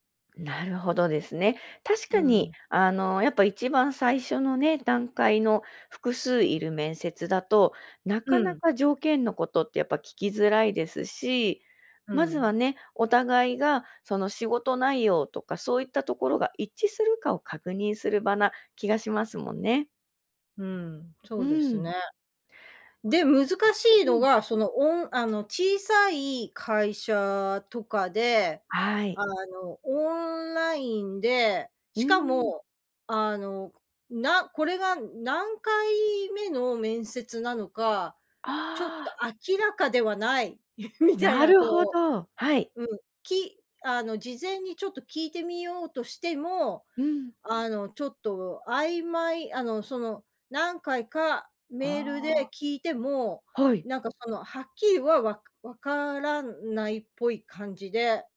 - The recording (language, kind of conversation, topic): Japanese, advice, 面接で条件交渉や待遇の提示に戸惑っているとき、どう対応すればよいですか？
- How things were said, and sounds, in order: laughing while speaking: "みたいなこう"